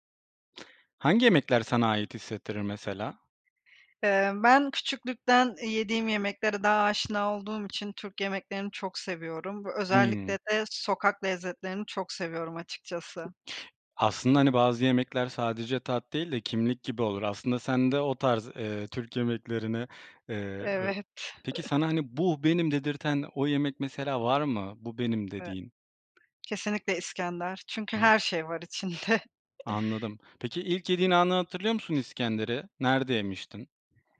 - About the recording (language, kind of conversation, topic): Turkish, podcast, Hangi yemekler seni en çok kendin gibi hissettiriyor?
- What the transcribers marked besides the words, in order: tapping; laughing while speaking: "Türk yemeklerini"; chuckle; other background noise; laughing while speaking: "içinde"